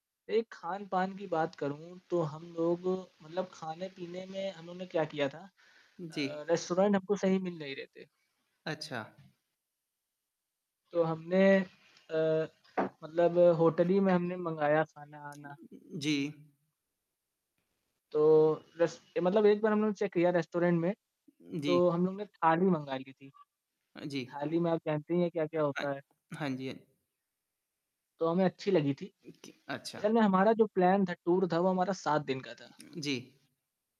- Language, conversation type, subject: Hindi, podcast, आपकी सबसे यादगार यात्रा कौन सी रही?
- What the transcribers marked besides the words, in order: static; in English: "रेस्टोरेंट"; tapping; horn; in English: "चेक"; in English: "रेस्टोरेंट"; in English: "प्लान"; tongue click